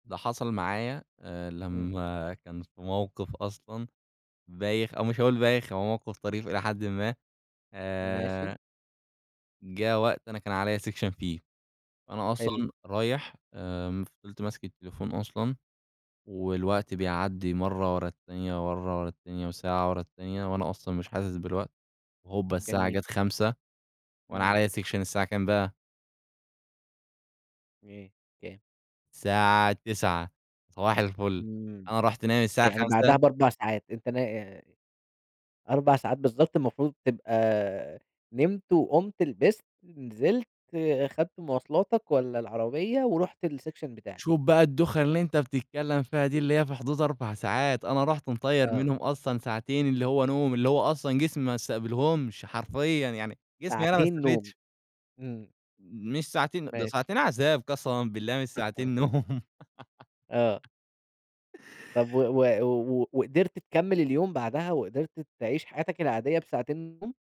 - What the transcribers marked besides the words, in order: in English: "section"; in English: "section"; unintelligible speech; in English: "الsection"; chuckle; giggle
- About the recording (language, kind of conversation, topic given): Arabic, podcast, إزاي بتتعامل مع السهر والموبايل قبل النوم؟